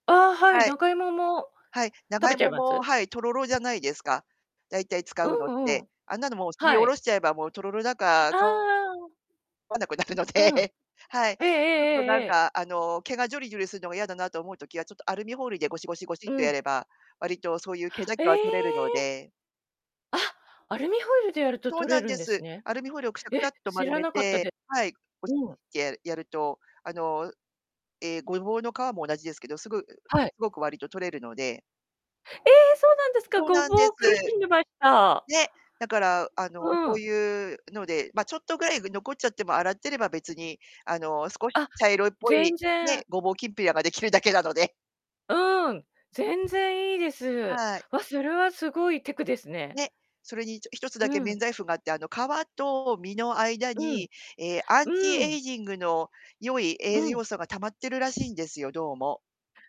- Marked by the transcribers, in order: distorted speech; laugh; tapping; surprised: "ええ！"; other background noise; laughing while speaking: "できるだけなので"
- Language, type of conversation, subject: Japanese, podcast, 家事を時短するコツはありますか？